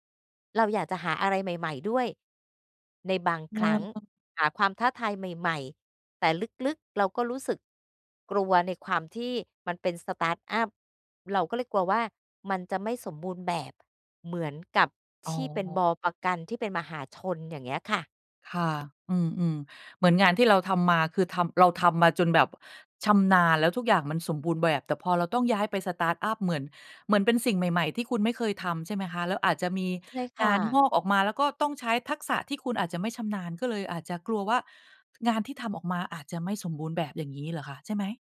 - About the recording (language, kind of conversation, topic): Thai, advice, ทำไมฉันถึงกลัวที่จะเริ่มงานใหม่เพราะความคาดหวังว่าตัวเองต้องทำได้สมบูรณ์แบบ?
- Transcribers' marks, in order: unintelligible speech; in English: "สตาร์ตอัป"; in English: "สตาร์ตอัป"